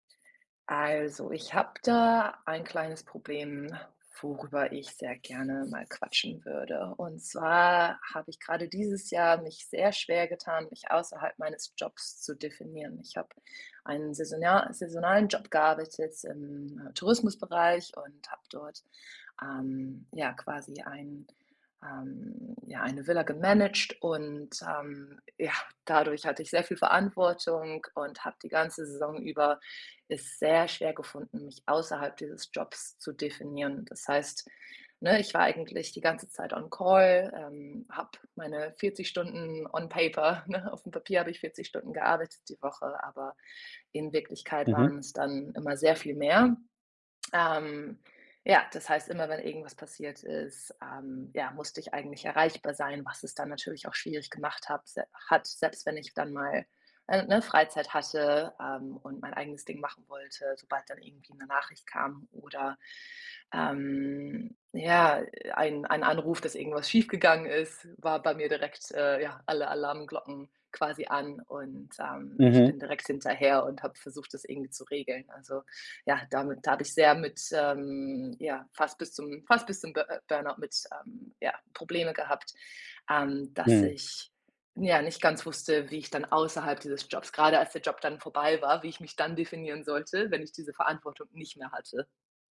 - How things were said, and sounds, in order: in English: "on Call"; in English: "on paper"; laughing while speaking: "ne"
- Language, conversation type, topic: German, advice, Wie kann ich mich außerhalb meines Jobs definieren, ohne ständig nur an die Arbeit zu denken?